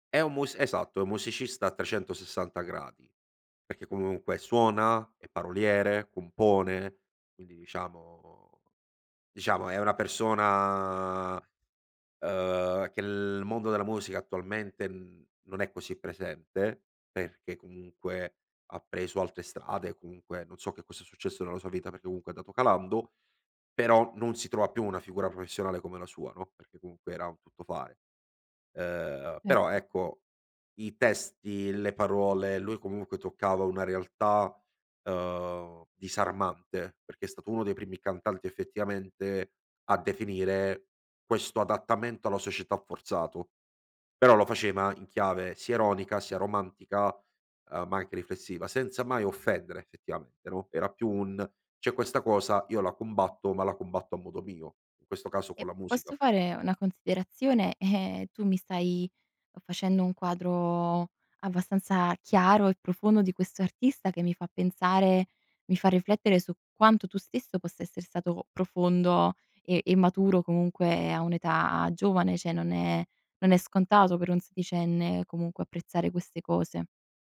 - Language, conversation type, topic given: Italian, podcast, C’è una canzone che ti ha accompagnato in un grande cambiamento?
- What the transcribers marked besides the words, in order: other background noise; "parole" said as "paruole"; "cioè" said as "ceh"